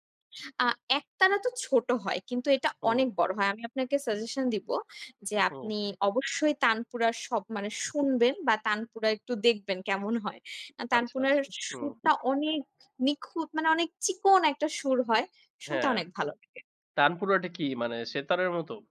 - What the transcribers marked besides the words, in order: in English: "suggestion"
- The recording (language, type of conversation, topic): Bengali, unstructured, তুমি যদি এক দিনের জন্য যেকোনো বাদ্যযন্ত্র বাজাতে পারতে, কোনটি বাজাতে চাইতে?